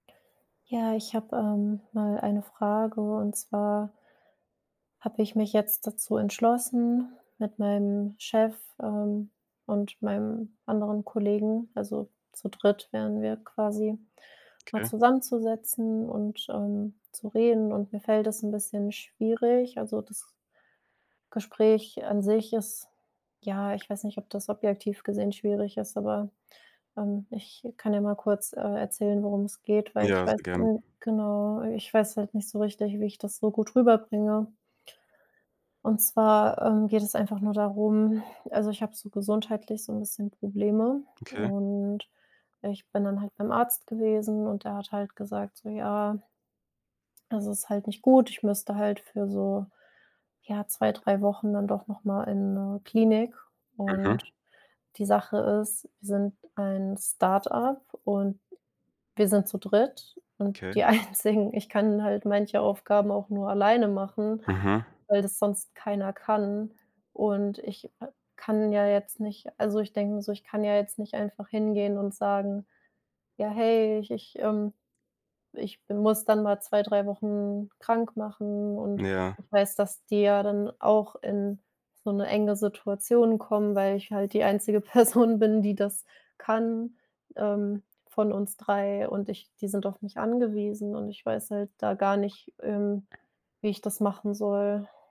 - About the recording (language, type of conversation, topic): German, advice, Wie führe ich ein schwieriges Gespräch mit meinem Chef?
- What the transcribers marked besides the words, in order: other background noise; other noise; laughing while speaking: "Einzigen"; laughing while speaking: "Person"